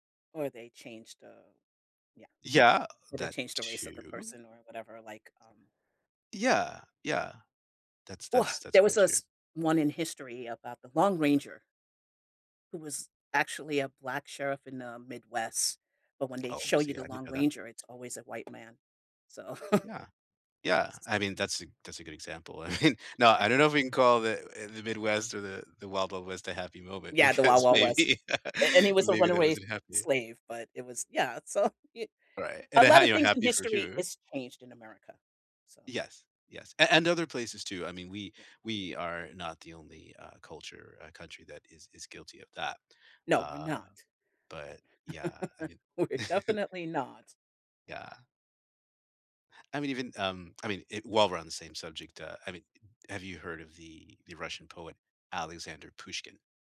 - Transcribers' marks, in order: tapping; chuckle; laughing while speaking: "I mean"; laughing while speaking: "because maybe"; laugh; laughing while speaking: "so"; chuckle; laughing while speaking: "we're"; chuckle
- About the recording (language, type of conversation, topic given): English, unstructured, What is a happy moment from history that you think everyone should know about?
- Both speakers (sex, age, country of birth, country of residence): female, 55-59, United States, United States; male, 50-54, United States, United States